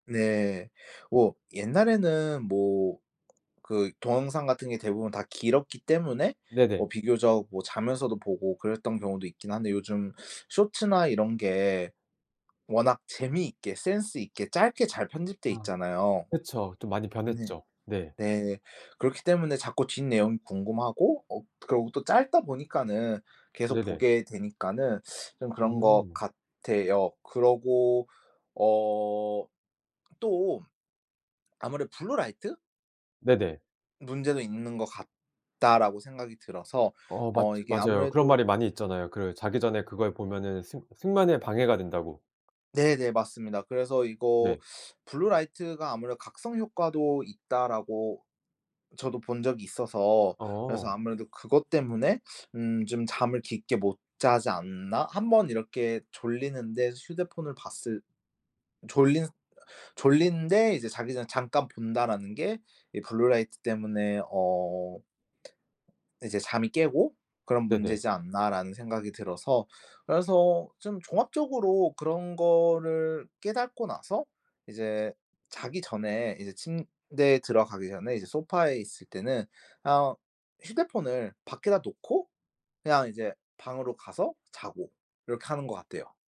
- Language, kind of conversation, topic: Korean, podcast, 잠을 잘 자려면 어떤 습관을 지키면 좋을까요?
- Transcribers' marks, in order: in English: "블루 라이트가"; tapping